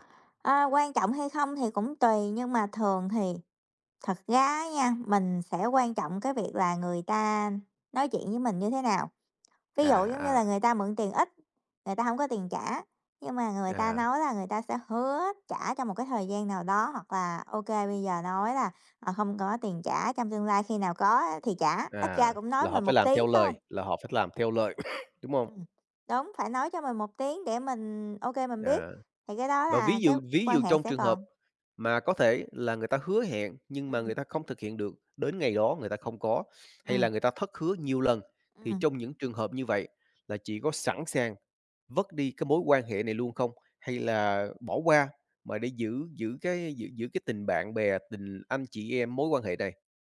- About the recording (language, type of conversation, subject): Vietnamese, unstructured, Có nên tha thứ cho người thân sau khi họ làm tổn thương mình không?
- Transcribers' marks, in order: tapping; cough